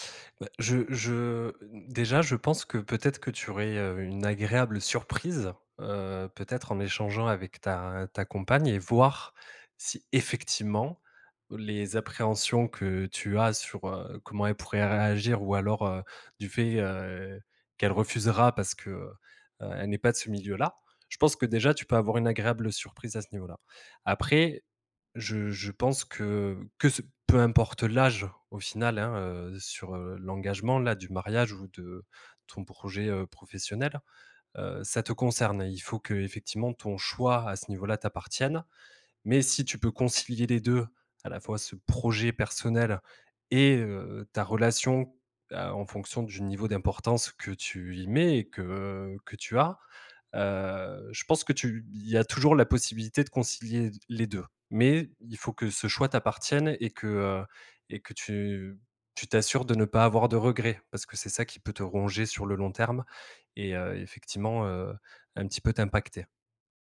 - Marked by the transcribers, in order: none
- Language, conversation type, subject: French, advice, Ressentez-vous une pression sociale à vous marier avant un certain âge ?